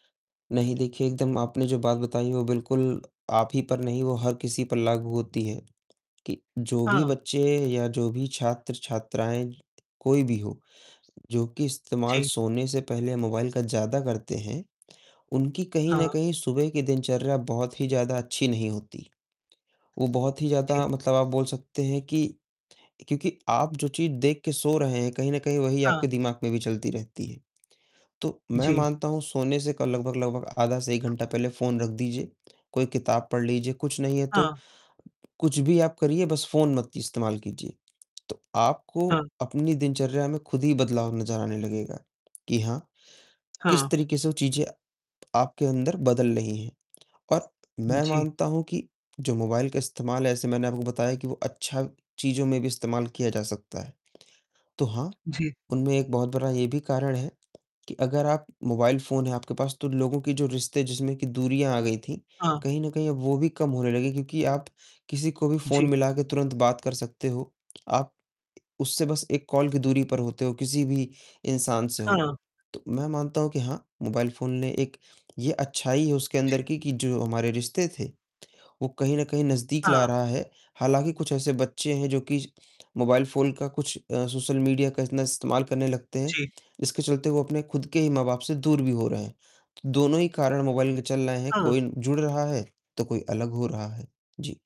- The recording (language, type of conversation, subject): Hindi, unstructured, आपके अनुसार मोबाइल फोन ने हमारी ज़िंदगी कैसे बदल दी है?
- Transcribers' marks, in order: distorted speech; tapping; other background noise; in English: "कॉल"